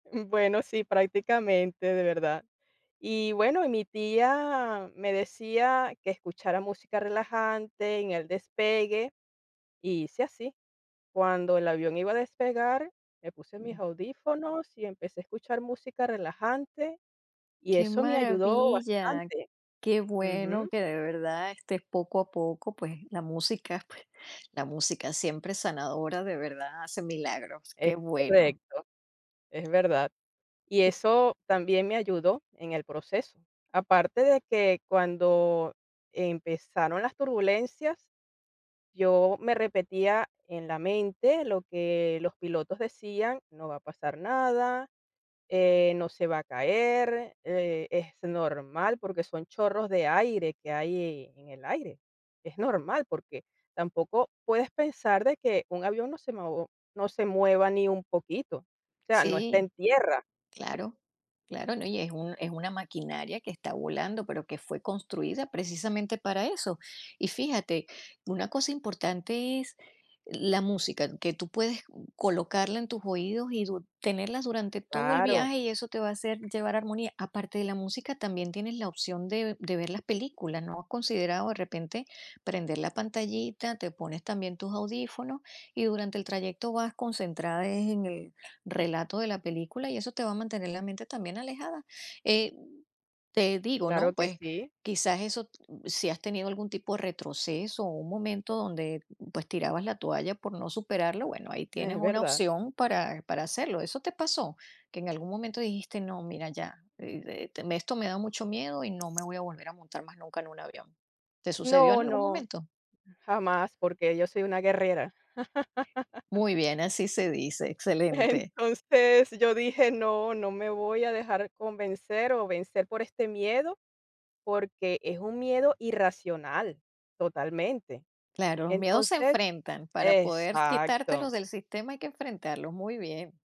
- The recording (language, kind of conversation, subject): Spanish, podcast, ¿Puedes contarme sobre una vez que superaste un miedo?
- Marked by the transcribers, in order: other background noise; tapping; laughing while speaking: "Es"; laugh; laughing while speaking: "Entonces"